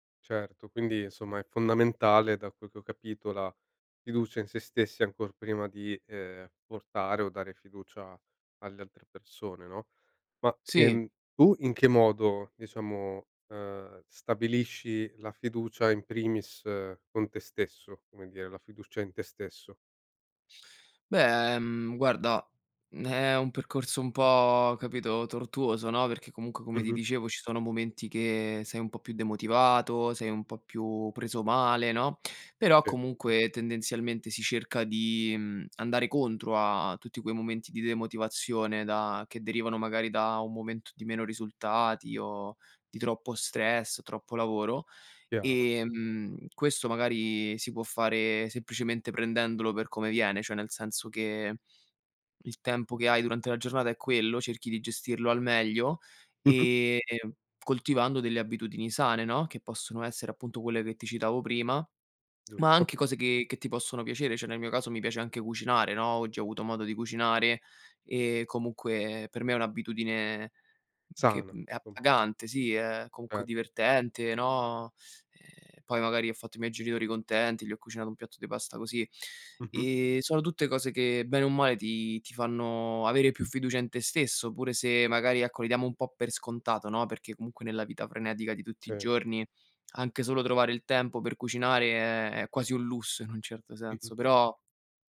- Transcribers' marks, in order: tapping; laughing while speaking: "un"
- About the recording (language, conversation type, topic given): Italian, podcast, Quali piccoli gesti quotidiani aiutano a creare fiducia?